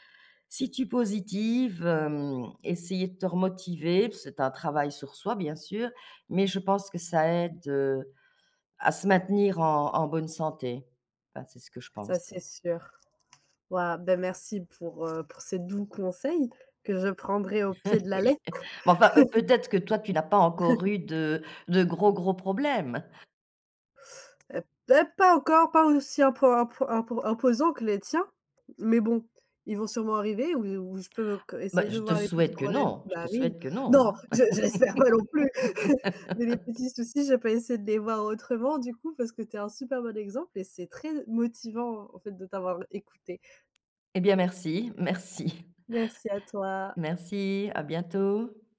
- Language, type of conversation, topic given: French, podcast, Peux-tu raconter un moment où tu t’es vraiment senti(e) soutenu(e) ?
- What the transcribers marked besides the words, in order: tapping; other background noise; laugh; laughing while speaking: "Oui"; chuckle; chuckle; laugh